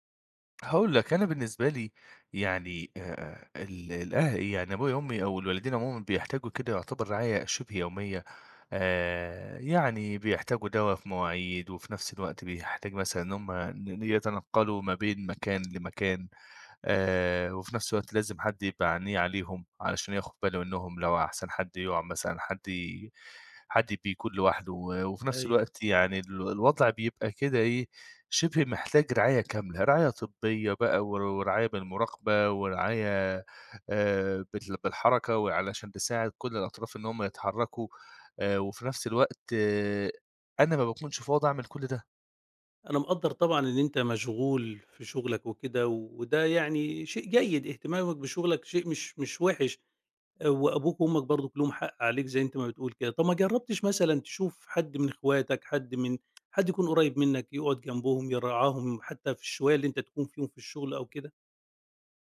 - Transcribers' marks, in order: tapping
- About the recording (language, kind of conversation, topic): Arabic, advice, إزاي أوازن بين شغلي ورعاية أبويا وأمي الكبار في السن؟